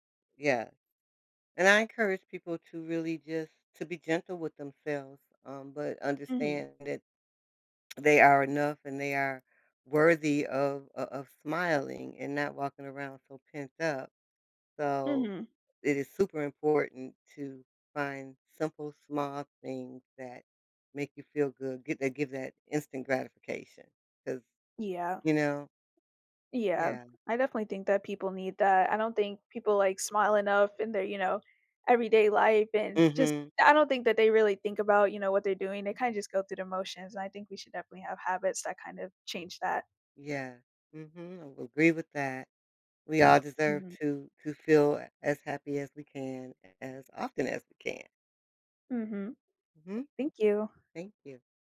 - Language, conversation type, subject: English, unstructured, What small habit makes you happier each day?
- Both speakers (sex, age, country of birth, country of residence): female, 20-24, United States, United States; female, 60-64, United States, United States
- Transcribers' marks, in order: tapping; other background noise